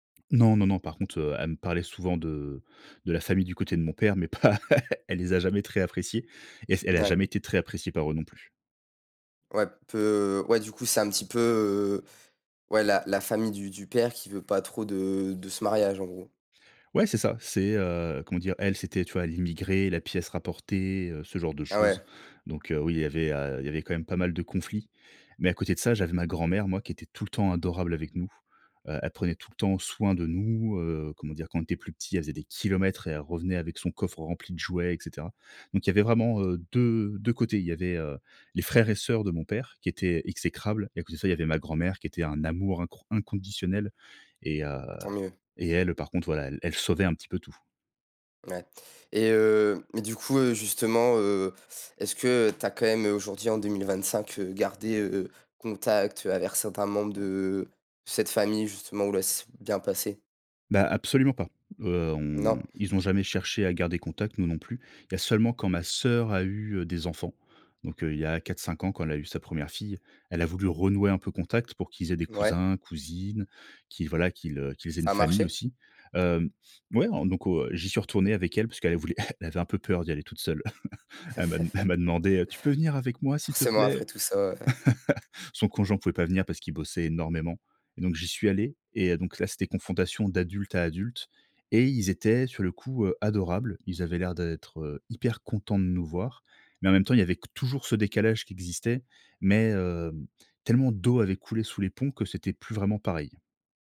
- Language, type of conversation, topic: French, podcast, Peux-tu raconter un souvenir d'un repas de Noël inoubliable ?
- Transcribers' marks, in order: chuckle; "avec" said as "aver"; drawn out: "de"; chuckle; put-on voice: "Tu peux venir avec moi, s'il te plaît ?"; chuckle